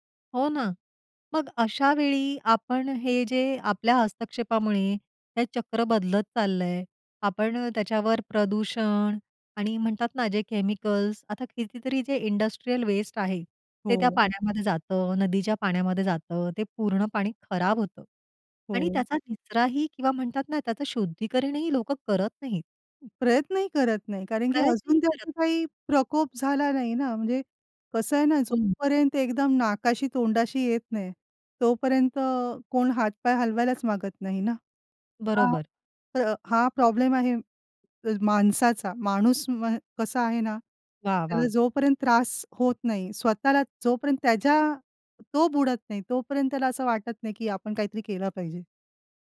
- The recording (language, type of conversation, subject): Marathi, podcast, पाण्याचे चक्र सोप्या शब्दांत कसे समजावून सांगाल?
- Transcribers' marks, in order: in English: "इंडस्ट्रियल वेस्ट"; tapping; other noise